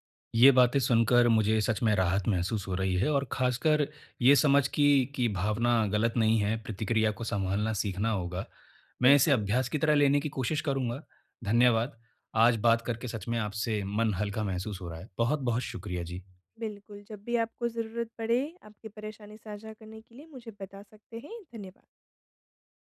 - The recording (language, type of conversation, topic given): Hindi, advice, तीव्र भावनाओं के दौरान मैं शांत रहकर सोच-समझकर कैसे प्रतिक्रिया करूँ?
- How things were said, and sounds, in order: none